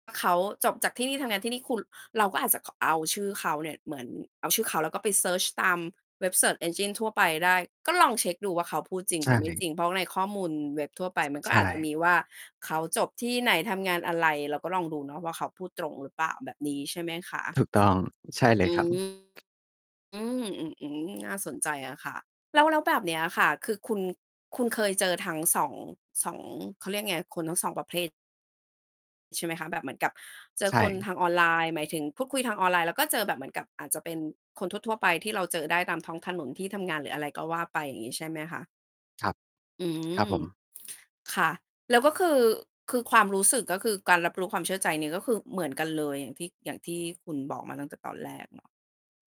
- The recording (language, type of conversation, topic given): Thai, podcast, เวลาเจอคนต่อหน้าเทียบกับคุยกันออนไลน์ คุณรับรู้ความน่าเชื่อถือต่างกันอย่างไร?
- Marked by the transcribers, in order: tapping; in English: "Search Engine"; other background noise; distorted speech; lip smack